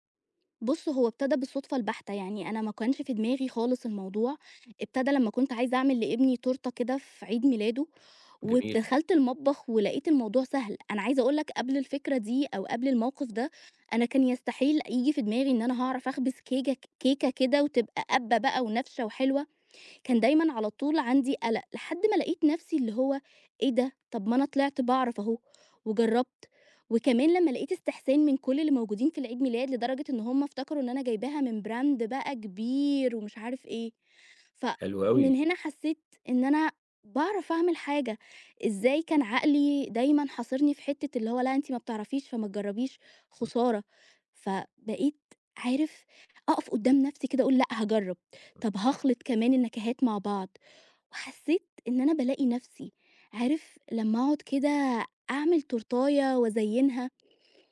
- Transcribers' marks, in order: tapping; in English: "brand"; other background noise
- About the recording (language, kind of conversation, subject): Arabic, advice, إزاي أتغلب على ترددي في إني أتابع شغف غير تقليدي عشان خايف من حكم الناس؟